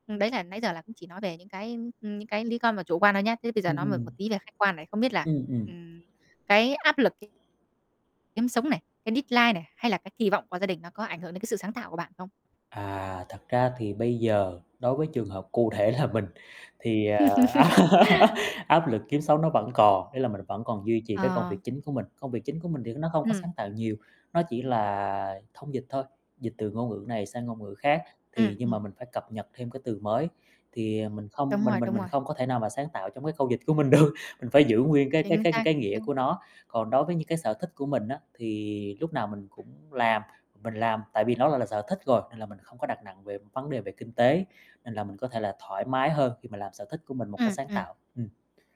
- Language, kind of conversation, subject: Vietnamese, podcast, Làm sao bạn giữ được động lực sáng tạo trong thời gian dài?
- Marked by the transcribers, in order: static; distorted speech; in English: "deadline"; other background noise; laughing while speaking: "là mình"; laugh; tapping; laughing while speaking: "được"